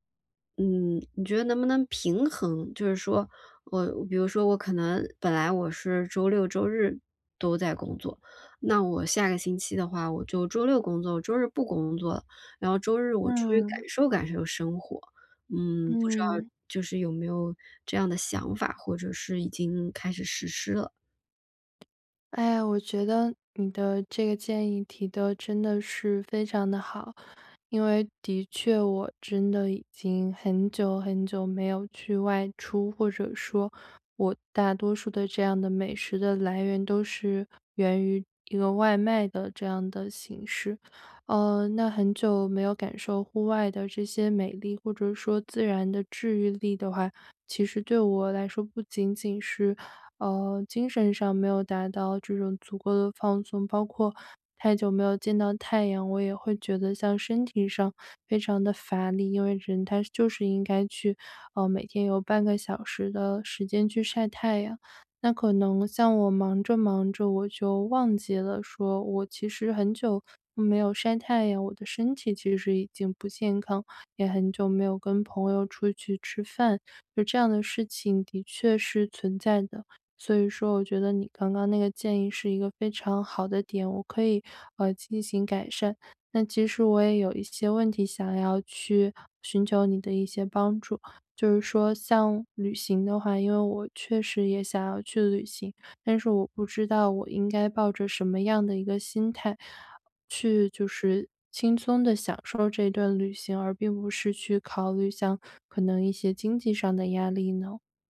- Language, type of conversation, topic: Chinese, advice, 如何在忙碌中找回放鬆時間？
- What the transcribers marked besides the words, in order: tapping; other background noise